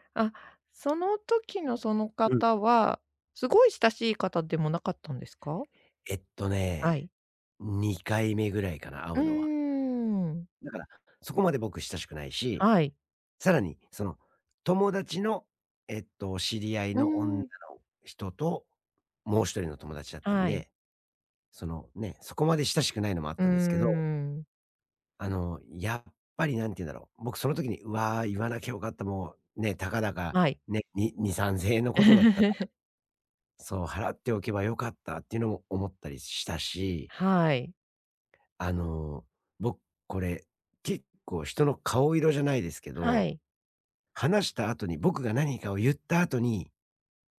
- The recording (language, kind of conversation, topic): Japanese, advice, 相手の反応を気にして本音を出せないとき、自然に話すにはどうすればいいですか？
- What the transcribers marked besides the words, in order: chuckle; unintelligible speech